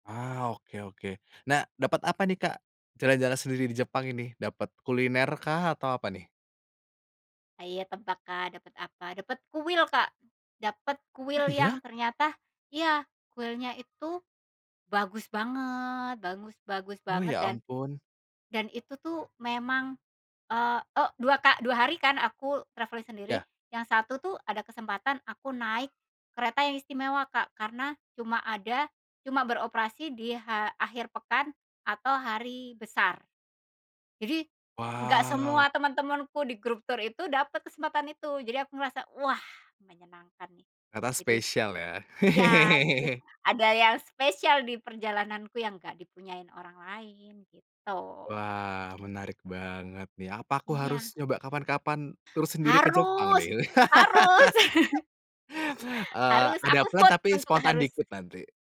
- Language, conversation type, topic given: Indonesian, podcast, Pernahkah kamu merasa kesepian saat bepergian sendirian, dan bagaimana kamu mengatasinya?
- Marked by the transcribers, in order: surprised: "Ah, iya?"; in English: "travelling"; joyful: "wah menyenangkan nih jadi ya jadi ada yang spesial di perjalananku"; laugh; laugh; in English: "plan"; in English: "vote"